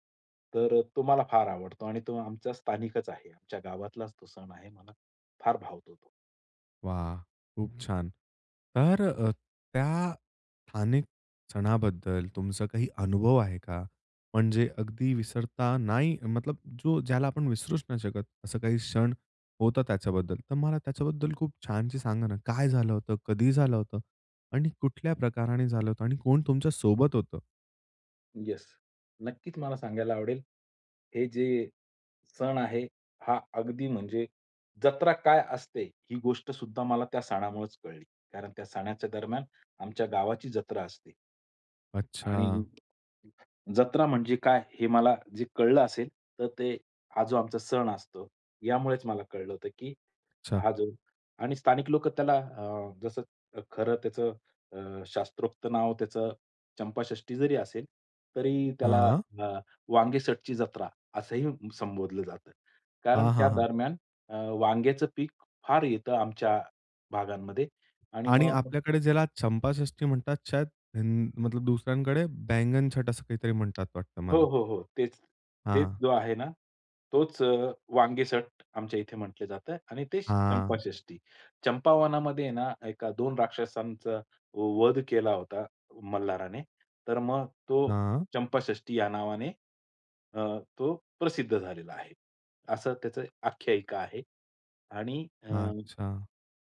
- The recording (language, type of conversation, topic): Marathi, podcast, स्थानिक सणातला तुझा आवडता, विसरता न येणारा अनुभव कोणता होता?
- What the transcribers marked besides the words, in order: tapping; other background noise